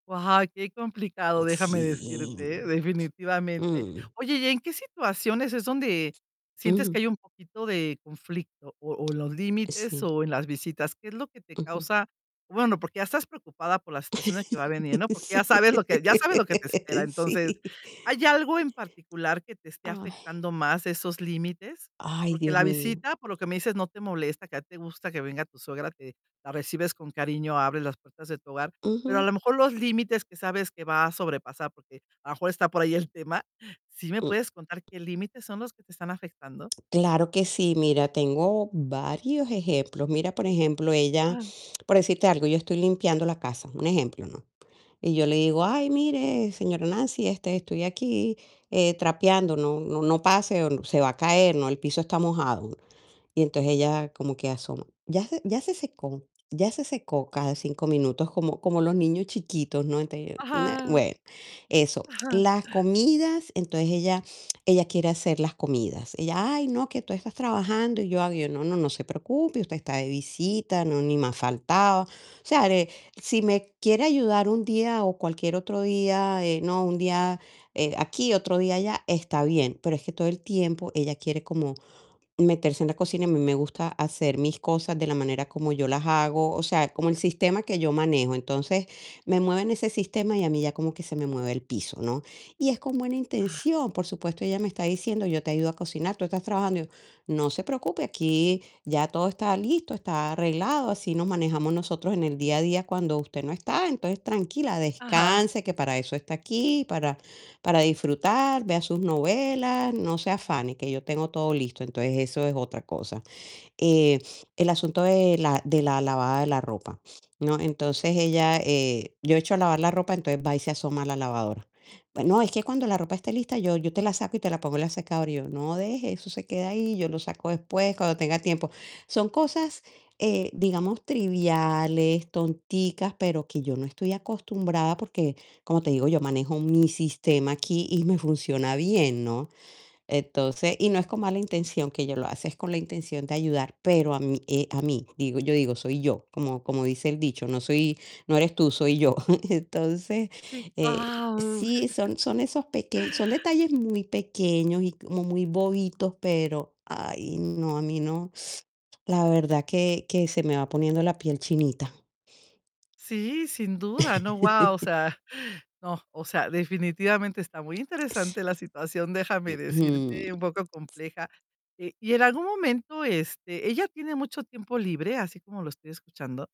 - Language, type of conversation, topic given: Spanish, advice, ¿Cómo puedo manejar la tensión con mis suegros por los límites y las visitas?
- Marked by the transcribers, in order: other background noise; tapping; laughing while speaking: "Sí, sí"; static; chuckle; teeth sucking; chuckle